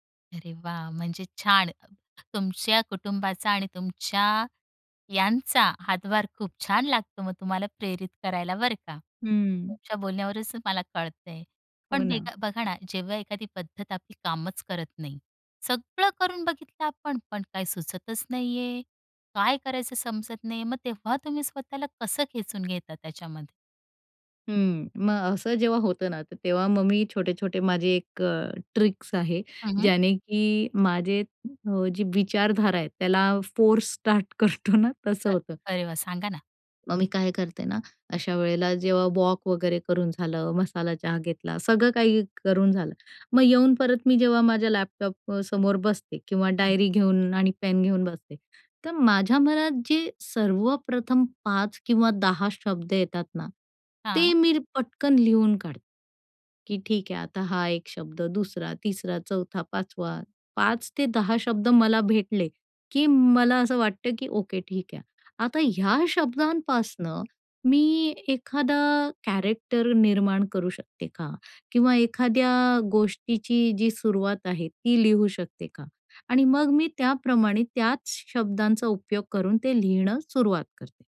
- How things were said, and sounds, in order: in English: "ट्रिक्स"; laughing while speaking: "फोर्स स्टार्ट करतो ना तसं होतं"; in English: "कॅरेक्टर"
- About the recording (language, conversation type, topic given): Marathi, podcast, तुम्हाला सगळं जड वाटत असताना तुम्ही स्वतःला प्रेरित कसं ठेवता?